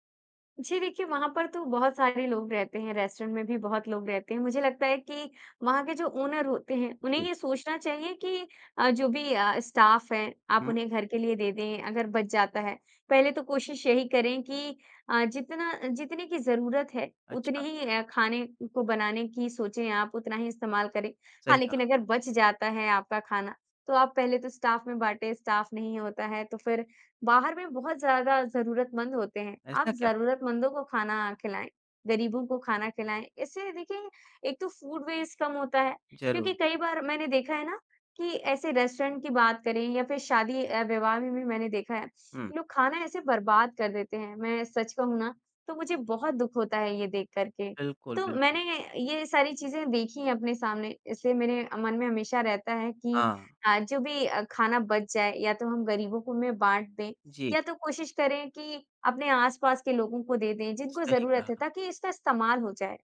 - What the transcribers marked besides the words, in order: in English: "रेस्टोरेंट"; in English: "ओनर"; in English: "स्टाफ़"; in English: "स्टाफ़"; in English: "स्टाफ़"; in English: "फूड वेस्ट"; other background noise; in English: "रेस्टोरेंट"
- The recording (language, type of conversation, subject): Hindi, podcast, रोज़मर्रा की जिंदगी में खाद्य अपशिष्ट कैसे कम किया जा सकता है?